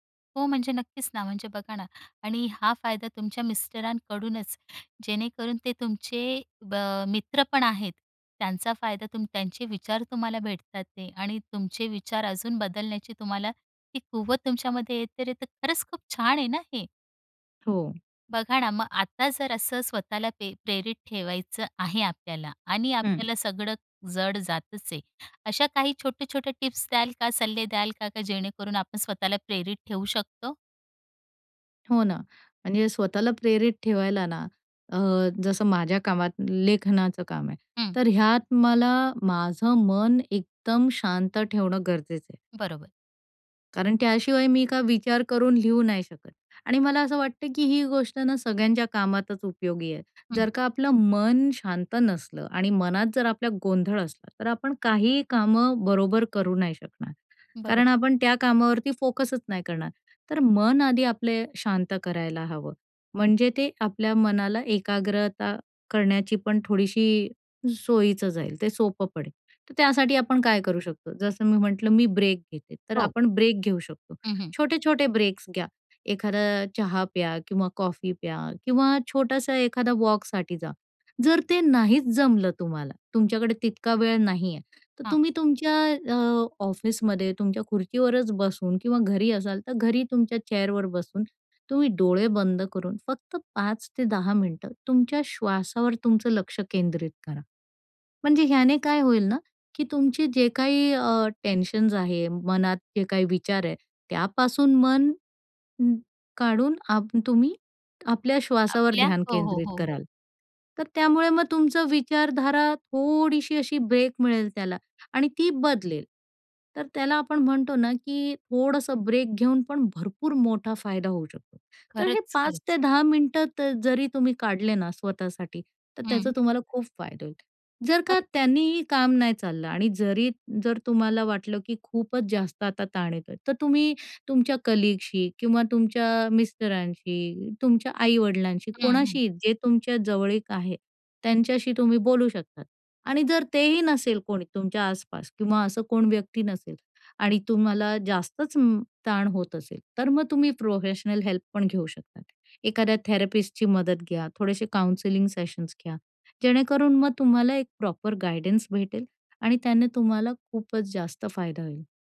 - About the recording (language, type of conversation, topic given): Marathi, podcast, तुम्हाला सगळं जड वाटत असताना तुम्ही स्वतःला प्रेरित कसं ठेवता?
- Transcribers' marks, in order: other background noise; tapping; in English: "वॉकसाठी"; in English: "चेअरवर"; in English: "कलीगशी"; in English: "प्रोफेशनल हेल्प"; in English: "थेरपिस्टची"; in English: "काउन्सिलिंग सेशन्स"; in English: "प्रॉपर गाईडन्स"